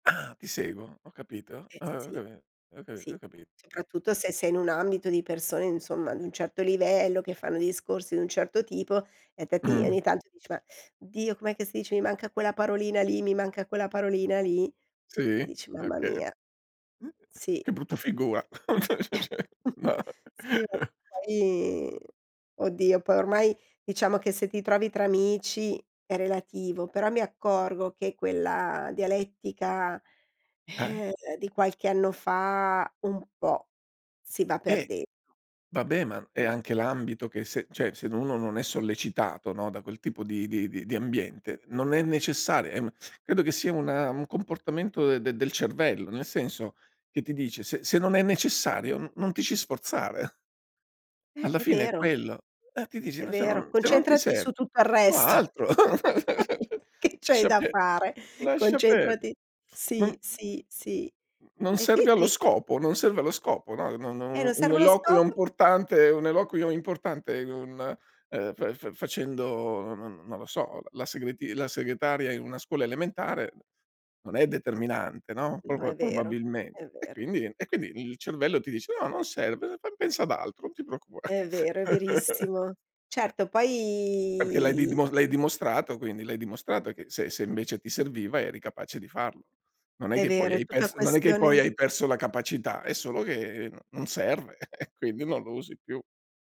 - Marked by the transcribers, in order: chuckle; unintelligible speech; other noise; chuckle; exhale; chuckle; laughing while speaking: "resto, che c'hai da fare"; chuckle; put-on voice: "No, non serve, fam pensa ad altro, non ti preoccupa"; chuckle; drawn out: "poi"; chuckle
- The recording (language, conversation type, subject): Italian, podcast, Come gestisci la paura di essere giudicato mentre parli?